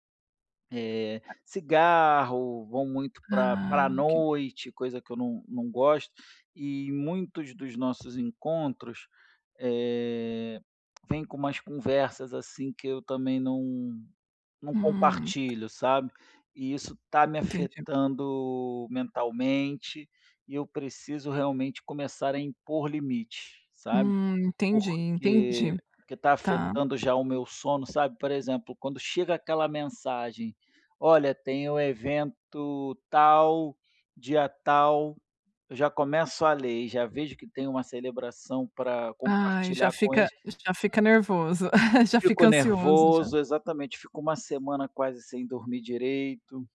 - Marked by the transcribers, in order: tapping; unintelligible speech; unintelligible speech; other background noise; chuckle
- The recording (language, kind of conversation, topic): Portuguese, advice, Como posso manter minha saúde mental e estabelecer limites durante festas e celebrações?